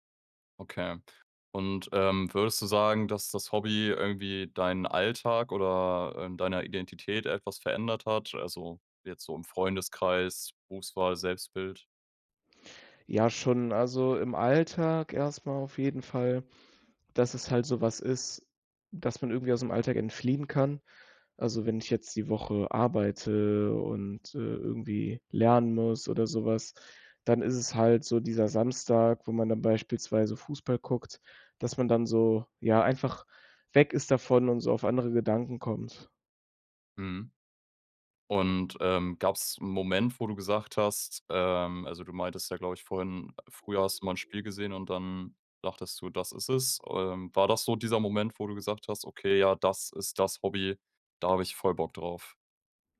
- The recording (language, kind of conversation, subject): German, podcast, Wie hast du dein liebstes Hobby entdeckt?
- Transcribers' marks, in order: other background noise